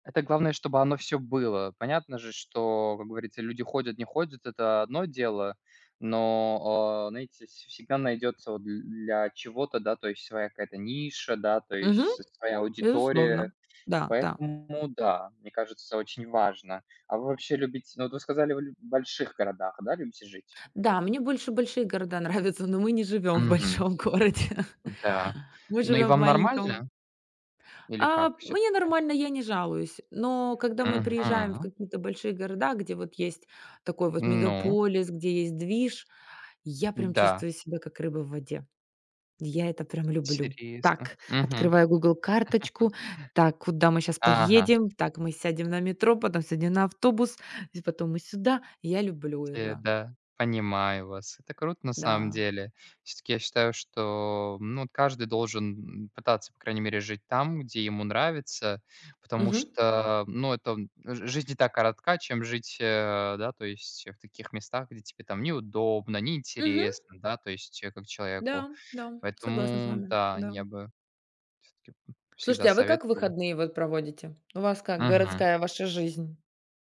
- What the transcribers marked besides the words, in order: tapping; other background noise; laughing while speaking: "нравятся, но мы не живём в большом городе"; chuckle
- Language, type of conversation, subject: Russian, unstructured, Как ты считаешь, что делает город хорошим для жизни?